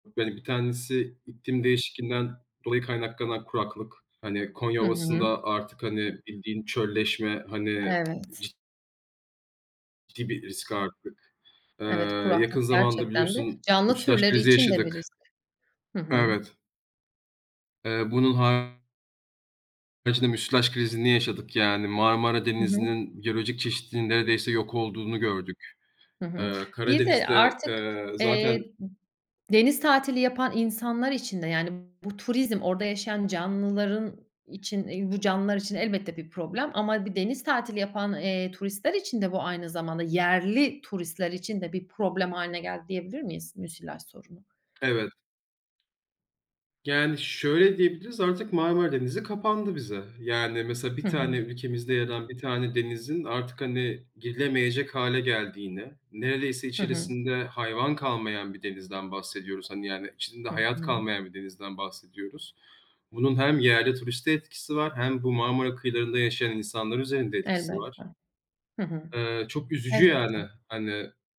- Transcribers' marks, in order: other background noise; tapping; stressed: "yerli"
- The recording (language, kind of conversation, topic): Turkish, podcast, Çevre sorunlarıyla ilgili en çok hangi konu hakkında endişeleniyorsun?